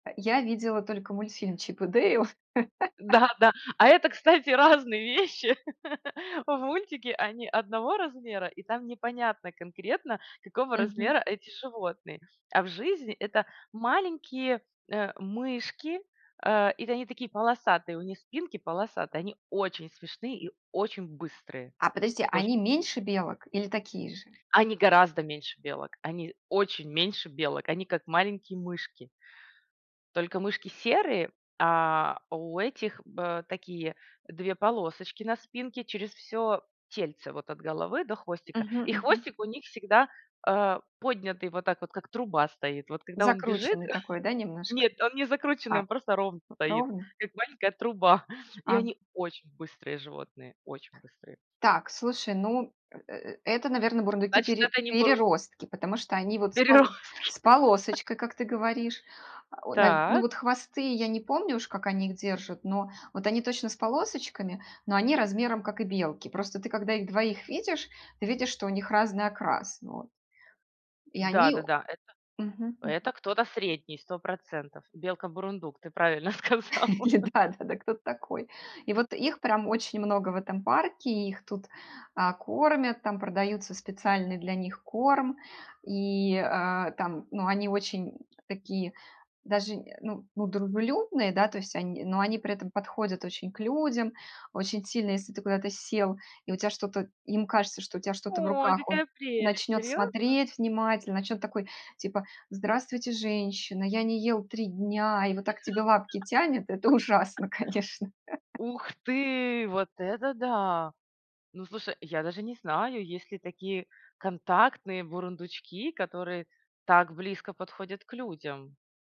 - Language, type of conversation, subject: Russian, podcast, Как природа влияет на ваше настроение после тяжёлого дня?
- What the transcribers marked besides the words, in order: laugh; other background noise; tapping; laugh; chuckle; laugh; laugh; chuckle